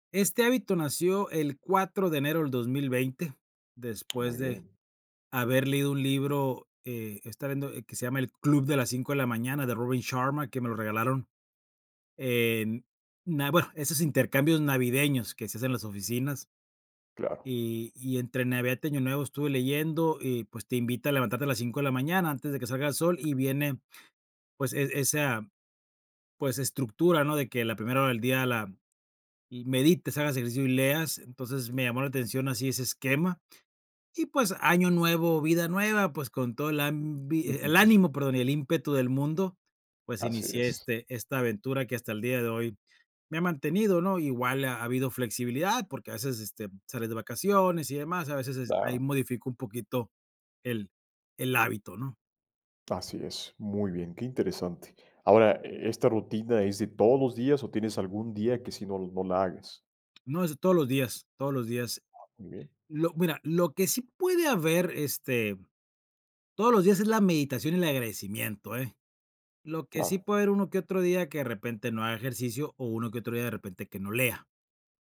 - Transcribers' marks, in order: other background noise; chuckle; tapping
- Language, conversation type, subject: Spanish, podcast, ¿Qué hábito te ayuda a crecer cada día?